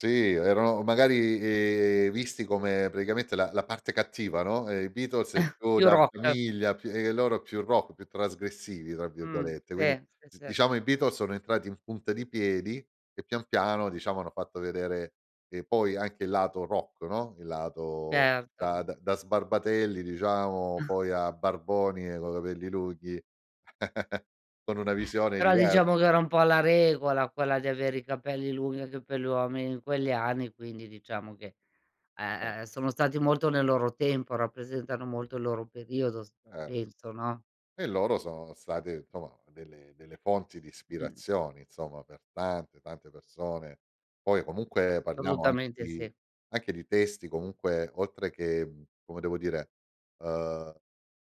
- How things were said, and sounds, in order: chuckle; chuckle; chuckle; "Certo" said as "eto"; "Assolutamente" said as "solutamente"
- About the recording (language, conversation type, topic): Italian, podcast, Secondo te, che cos’è un’icona culturale oggi?